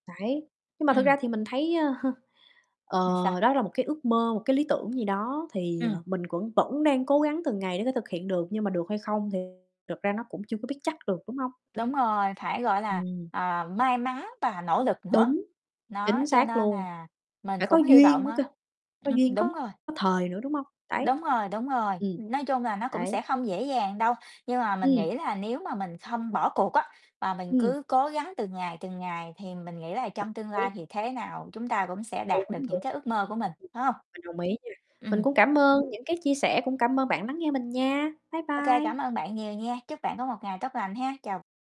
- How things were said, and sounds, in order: chuckle; tapping; distorted speech; static; other background noise
- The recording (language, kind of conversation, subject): Vietnamese, unstructured, Bạn hình dung công việc lý tưởng của mình như thế nào?